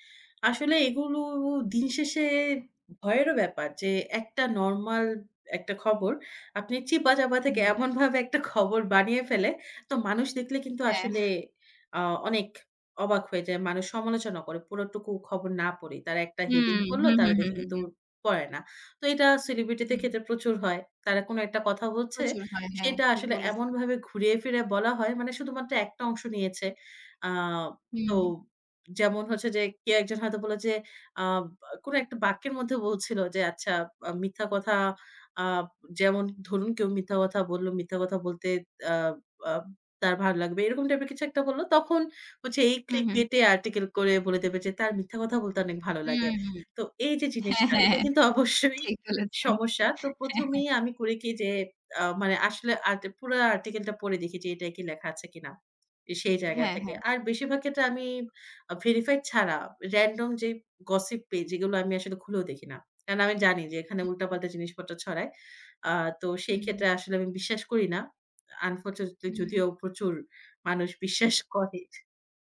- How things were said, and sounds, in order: other background noise; "পুরোটুকু" said as "পুরাটুকু"; in English: "heading"; laughing while speaking: "হ্যাঁ, হ্যাঁ ঠিক বলেছেন। হ্যাঁ, হ্যাঁ"; laughing while speaking: "অবশ্যই সমস্যা"; tapping; in English: "unfortunately"
- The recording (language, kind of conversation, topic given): Bengali, podcast, অনলাইনে কোনো খবর দেখলে আপনি কীভাবে সেটির সত্যতা যাচাই করেন?